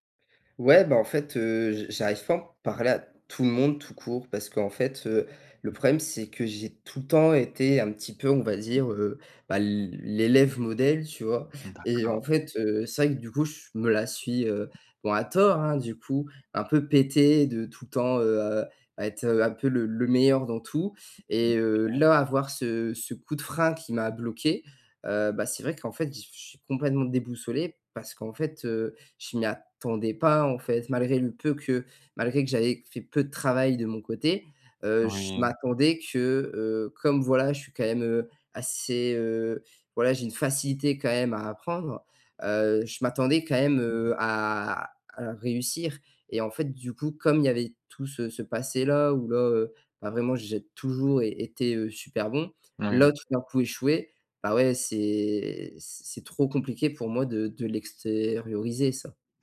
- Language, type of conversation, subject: French, advice, Comment puis-je demander de l’aide malgré la honte d’avoir échoué ?
- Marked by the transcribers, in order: stressed: "tout"; tapping; other background noise; drawn out: "c'est"